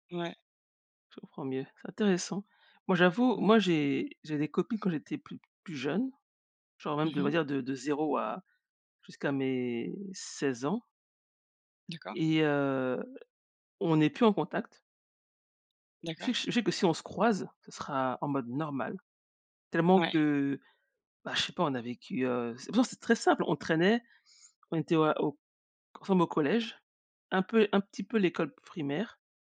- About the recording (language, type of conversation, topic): French, unstructured, Comment as-tu rencontré ta meilleure amie ou ton meilleur ami ?
- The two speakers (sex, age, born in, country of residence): female, 40-44, France, United States; female, 40-44, France, United States
- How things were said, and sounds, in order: tapping; stressed: "normal"